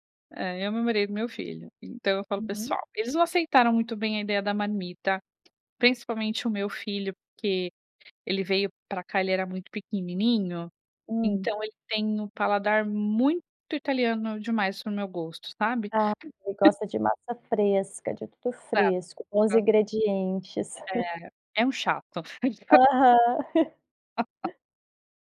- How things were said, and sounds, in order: tapping; unintelligible speech
- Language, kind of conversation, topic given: Portuguese, podcast, Que dicas você dá para reduzir o desperdício de comida?